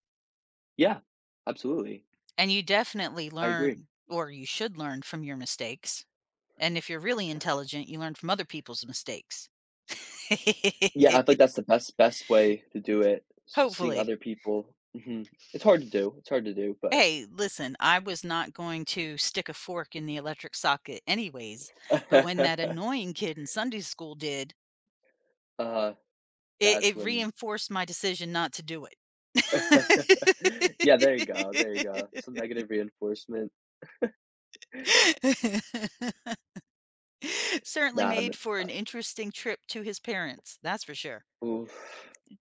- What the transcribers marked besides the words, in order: other background noise; tapping; laugh; laugh; laugh; chuckle; laugh
- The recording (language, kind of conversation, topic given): English, unstructured, How do our memories, both good and bad, shape who we become over time?
- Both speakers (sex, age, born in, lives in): female, 45-49, Italy, United States; male, 18-19, United States, United States